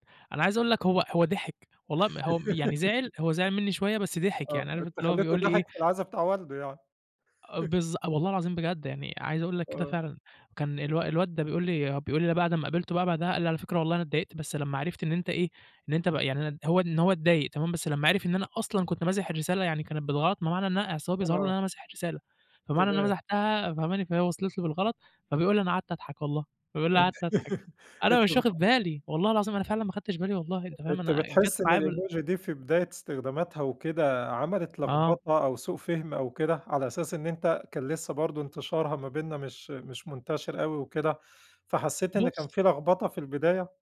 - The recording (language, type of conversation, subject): Arabic, podcast, إيه رأيك في الإيموجي وإزاي بتستخدمه عادة؟
- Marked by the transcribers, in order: laugh; chuckle; laugh; in English: "الemoji"